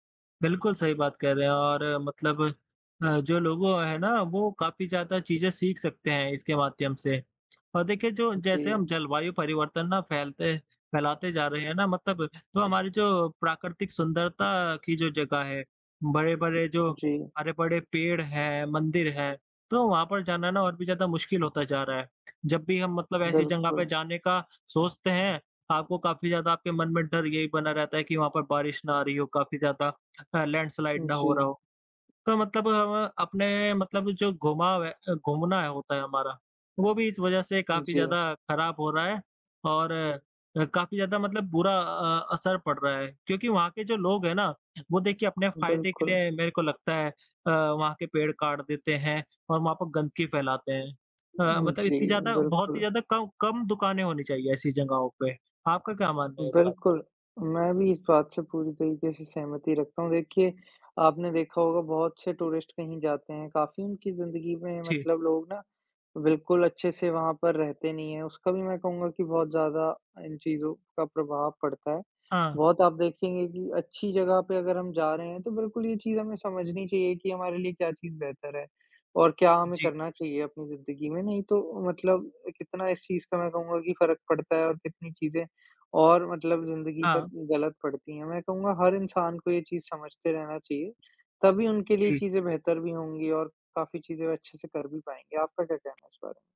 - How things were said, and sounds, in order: other background noise; tapping; in English: "लैंडस्लाइड"; in English: "टूरिस्ट"
- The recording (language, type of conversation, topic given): Hindi, unstructured, क्या जलवायु परिवर्तन को रोकने के लिए नीतियाँ और अधिक सख्त करनी चाहिए?